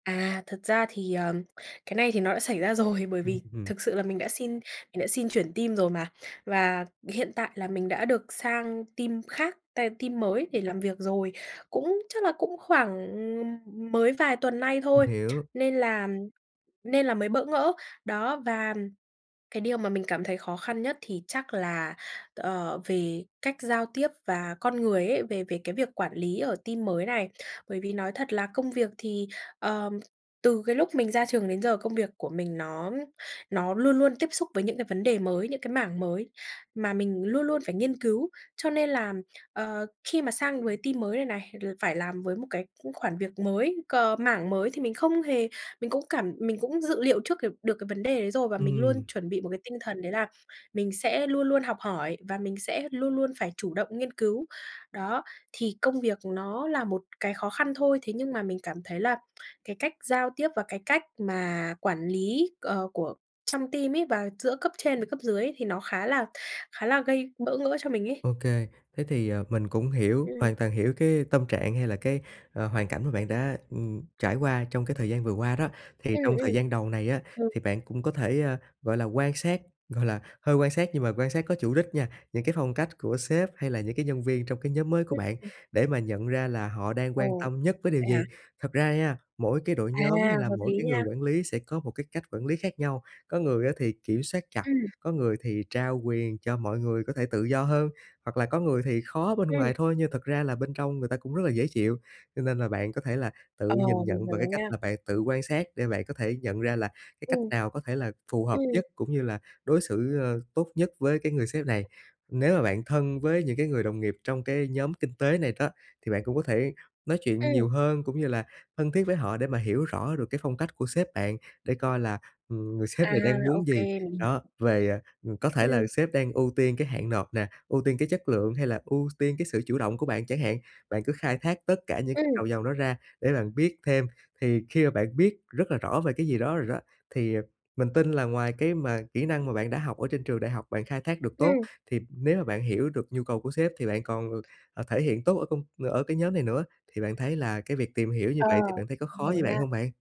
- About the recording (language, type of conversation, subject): Vietnamese, advice, Bạn nên thích nghi thế nào khi nơi làm việc thay đổi quản lý hoặc đội nhóm và áp dụng phong cách làm việc mới?
- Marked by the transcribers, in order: laughing while speaking: "rồi"; in English: "team"; in English: "team"; tapping; in English: "team"; tsk; in English: "team"; in English: "team"; other background noise